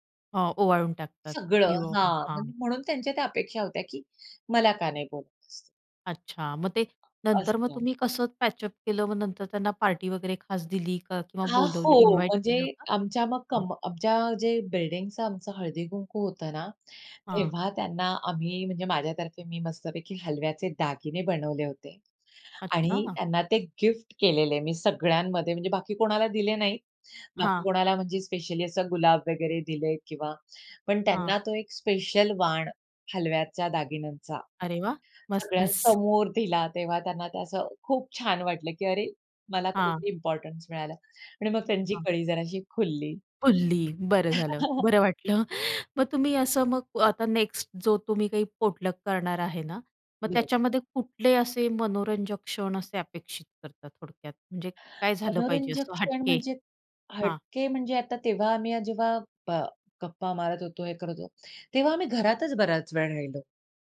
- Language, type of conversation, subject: Marathi, podcast, एकत्र जेवण किंवा पोटलकमध्ये घडलेला कोणता मजेशीर किस्सा तुम्हाला आठवतो?
- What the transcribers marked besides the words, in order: other background noise; tapping; in English: "पॅचअप"; in English: "इन्व्हाइट"; surprised: "अच्छा!"; in English: "इम्पॉर्टन्स"; joyful: "खुलली, बरं झालं! बरं वाटलं!"; chuckle; in English: "पोटलक"